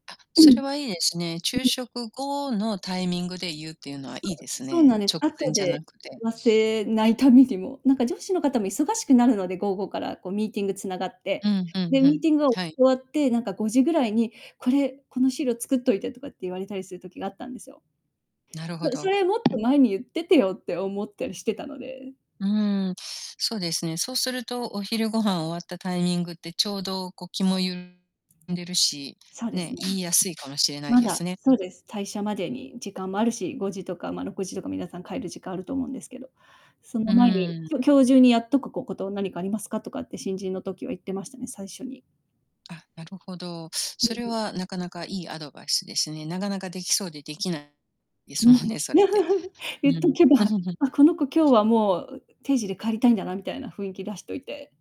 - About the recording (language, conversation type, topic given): Japanese, podcast, 仕事と私生活のバランスをどのように保っていますか？
- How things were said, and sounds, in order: unintelligible speech; distorted speech; laughing while speaking: "ためにも"; tapping; other background noise; laughing while speaking: "ですもんね"; laugh; chuckle